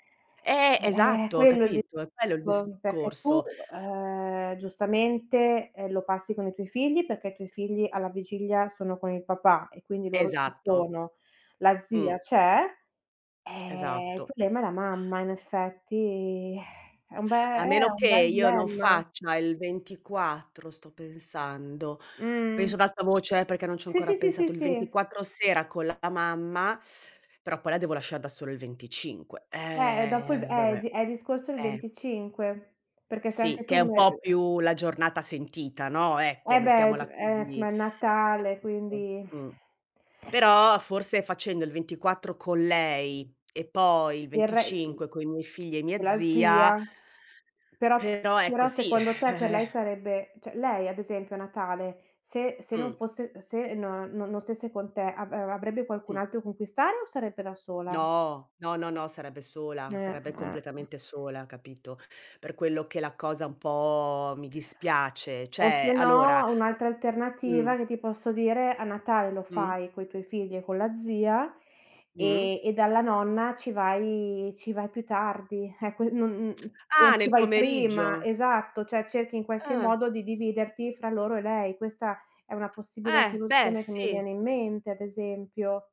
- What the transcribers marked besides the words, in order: drawn out: "Eh"; other background noise; exhale; exhale; other noise
- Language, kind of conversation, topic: Italian, advice, Come posso gestire i conflitti durante le feste legati alla scelta del programma e alle tradizioni familiari?